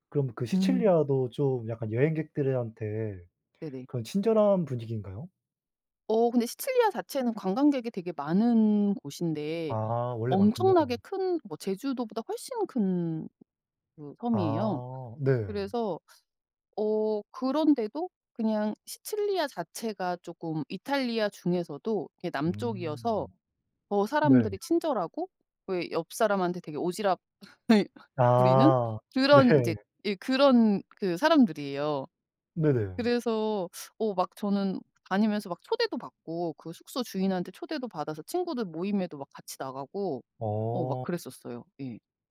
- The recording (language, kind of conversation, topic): Korean, unstructured, 여행지에서 가장 행복했던 감정은 어떤 것이었나요?
- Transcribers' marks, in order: tapping; laugh; laughing while speaking: "네"